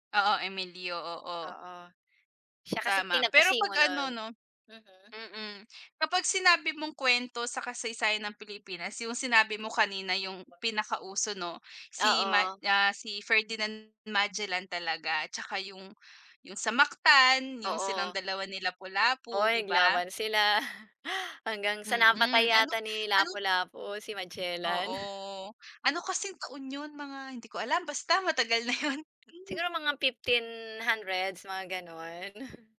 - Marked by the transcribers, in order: laughing while speaking: "sila"; laughing while speaking: "Magellan"; laughing while speaking: "yun"; laughing while speaking: "gano'n"
- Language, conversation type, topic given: Filipino, unstructured, Ano ang unang naaalala mo tungkol sa kasaysayan ng Pilipinas?